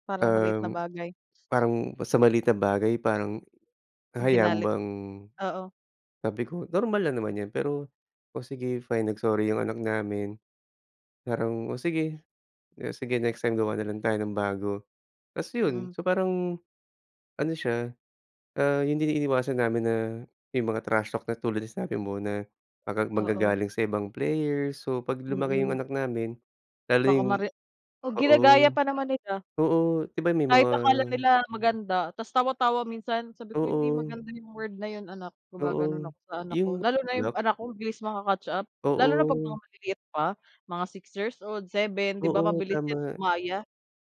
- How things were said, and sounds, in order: none
- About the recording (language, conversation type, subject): Filipino, unstructured, Anong libangan ang palagi mong ginagawa kapag may libreng oras ka?